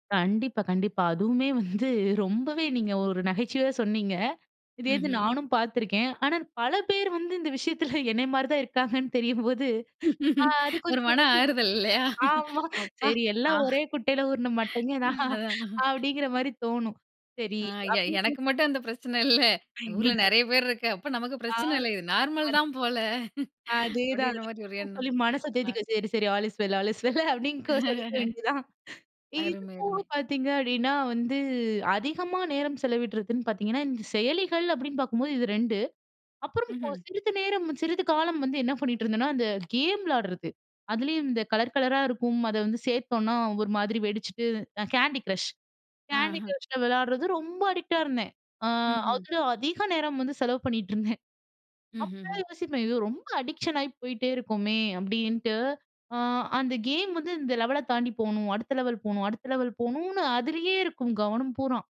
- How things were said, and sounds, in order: laughing while speaking: "வந்து"; laughing while speaking: "பல பேர் வந்து இந்த விஷயத்தில என்னய மாரி தான் இருக்காங்கன்னு தெரியும்போது"; laughing while speaking: "ஒரு மன ஆறுதல் இல்லயா, அப்பா நான் ம் அதான்"; unintelligible speech; laughing while speaking: "ஒரே குட்டையில ஊருன மட்டைங்க தான். அப்டிங்கிற மாரி"; unintelligible speech; unintelligible speech; laughing while speaking: "ஆல் இஸ் வெல் அப்டின்னு கொ சொல்லிக்க வேண்டியது தான்"; chuckle; in English: "அடிக்ட்டா"; laughing while speaking: "செலவு பண்ணிட்டுருந்தேன்"; in English: "அடிக்ஷன்"; in English: "லெவல"; in English: "லெவல்"; in English: "லெவல்"
- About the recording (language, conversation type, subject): Tamil, podcast, ஸ்கிரீன் நேரத்தை எப்படிக் கட்டுப்படுத்தலாம்?